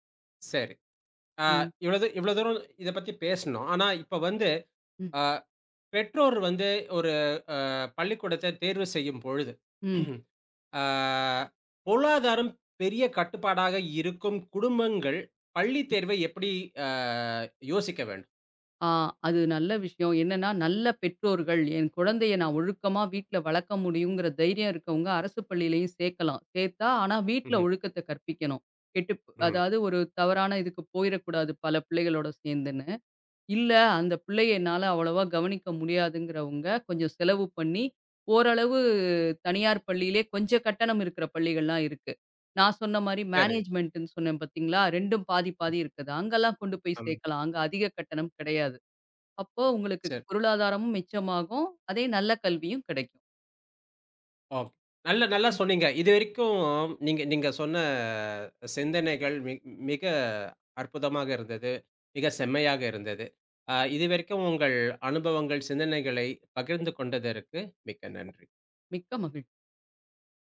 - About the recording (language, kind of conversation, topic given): Tamil, podcast, அரசுப் பள்ளியா, தனியார் பள்ளியா—உங்கள் கருத்து என்ன?
- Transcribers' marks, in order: throat clearing; drawn out: "ஆ"; other background noise; drawn out: "ஆ"; drawn out: "ஓரளவு"; in English: "மேனேஜ்மெண்ட்னு"; drawn out: "சொன்ன"; tapping